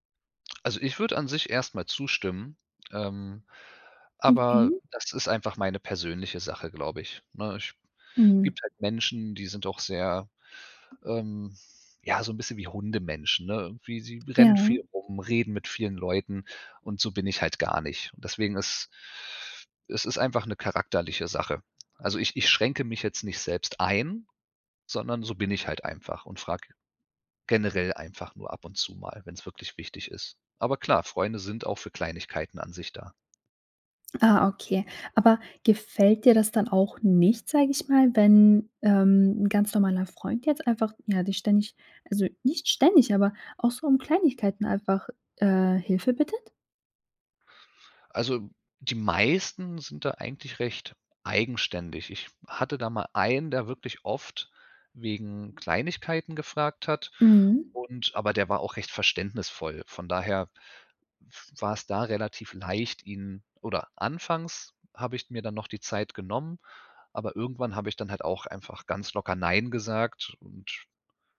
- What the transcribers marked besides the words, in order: none
- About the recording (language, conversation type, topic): German, podcast, Wie sagst du Nein, ohne die Stimmung zu zerstören?